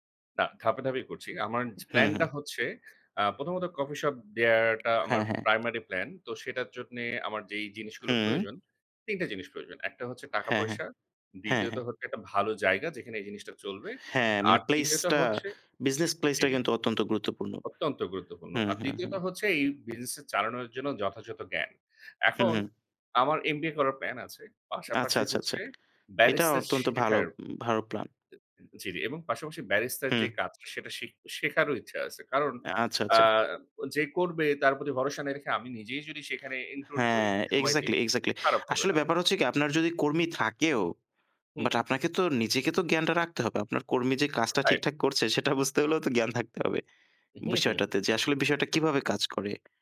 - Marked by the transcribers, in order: tapping; other background noise
- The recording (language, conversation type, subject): Bengali, unstructured, আপনি কীভাবে আপনার স্বপ্নকে বাস্তবে পরিণত করবেন?